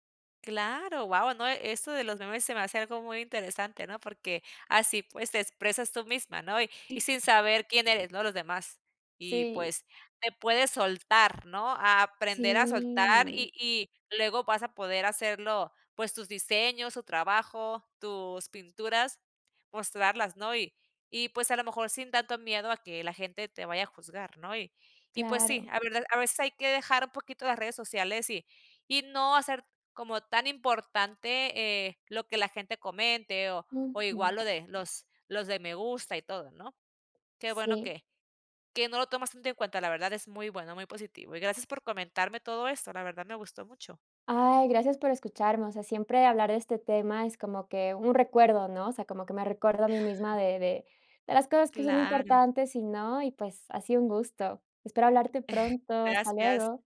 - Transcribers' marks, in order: tapping; chuckle
- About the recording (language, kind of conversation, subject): Spanish, podcast, ¿Cómo afectan las redes sociales a tu creatividad?